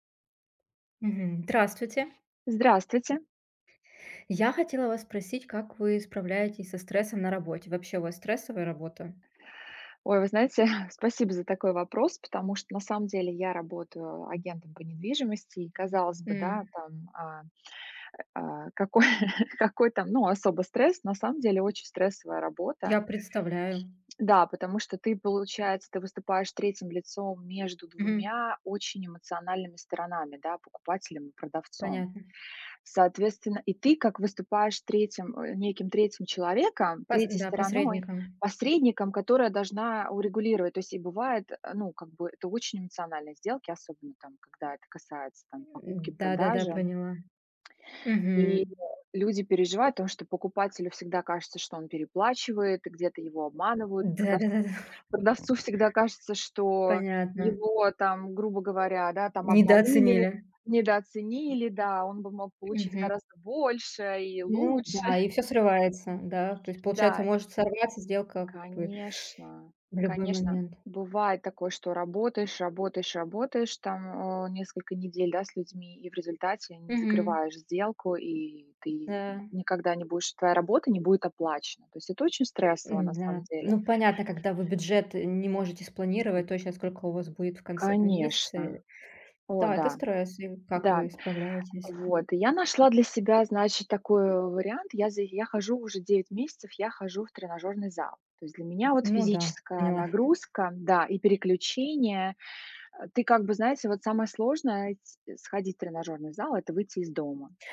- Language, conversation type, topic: Russian, unstructured, Как ты справляешься со стрессом на работе?
- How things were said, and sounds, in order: chuckle; laughing while speaking: "какой"; tapping; laughing while speaking: "Да-да-да, да"; other noise; laughing while speaking: "лучше"